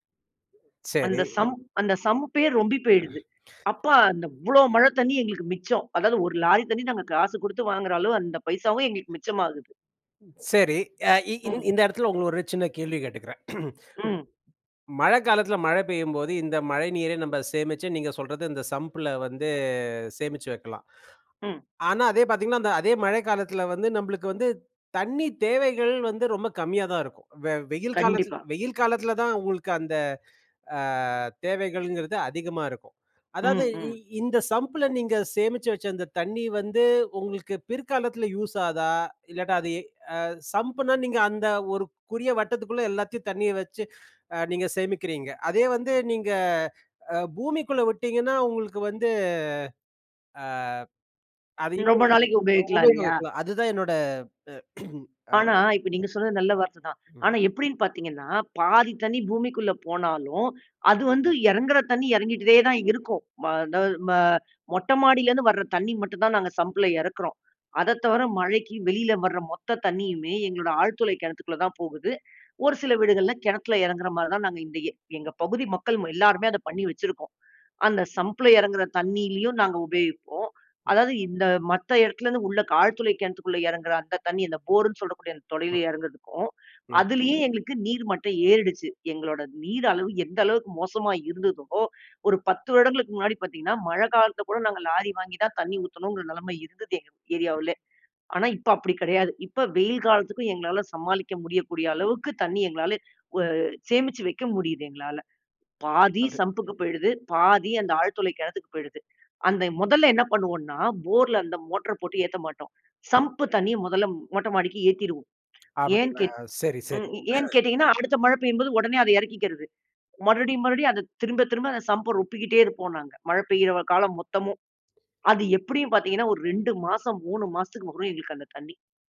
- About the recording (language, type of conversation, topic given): Tamil, podcast, வீட்டில் மழைநீர் சேமிப்பை எளிய முறையில் எப்படி செய்யலாம்?
- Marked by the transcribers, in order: other background noise; in English: "சம்ப்"; in English: "சம்ப்பே"; throat clearing; throat clearing; in English: "சம்ப்ல"; drawn out: "வந்து"; in English: "சம்ப்பில"; "ஆகுதா" said as "ஆதா"; in English: "சம்புன்னா"; drawn out: "வந்து அ"; throat clearing; in English: "சம்பில"; in English: "சம்பில"; in English: "போர்ன்னு"; inhale; in English: "சம்புக்கு"; throat clearing